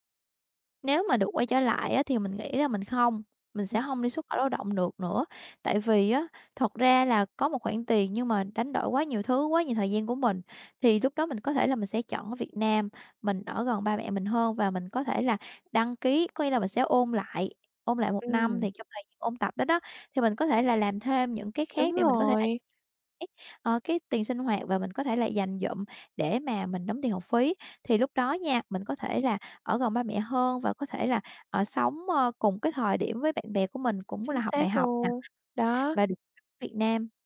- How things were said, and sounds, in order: tapping; unintelligible speech; other background noise
- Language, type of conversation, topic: Vietnamese, podcast, Bạn có thể kể về quyết định nào khiến bạn hối tiếc nhất không?